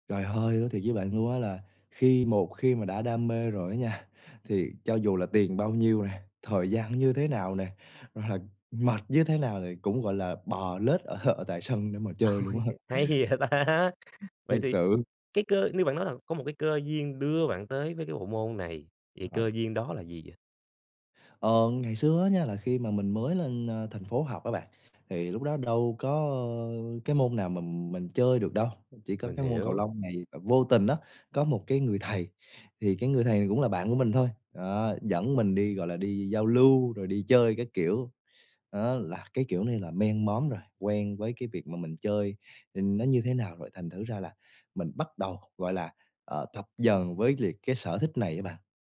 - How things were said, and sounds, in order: laughing while speaking: "nha"; laughing while speaking: "ở"; laughing while speaking: "Ôi, hay vậy ta!"; laughing while speaking: "á"; other background noise; unintelligible speech; tapping
- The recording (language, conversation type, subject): Vietnamese, podcast, Bạn có sở thích nào khiến thời gian trôi thật nhanh không?